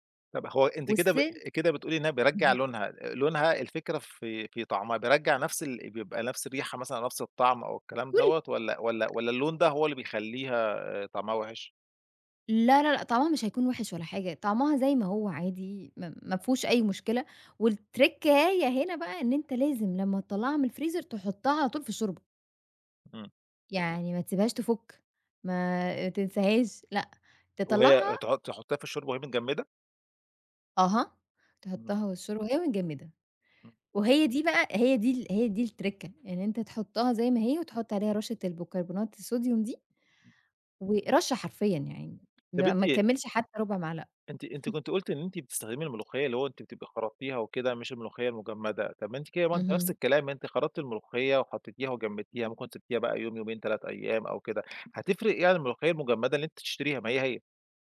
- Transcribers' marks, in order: in English: "والتريكاية"; tapping; in English: "الترِكَّة"; chuckle
- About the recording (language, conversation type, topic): Arabic, podcast, إزاي بتجهّز وجبة بسيطة بسرعة لما تكون مستعجل؟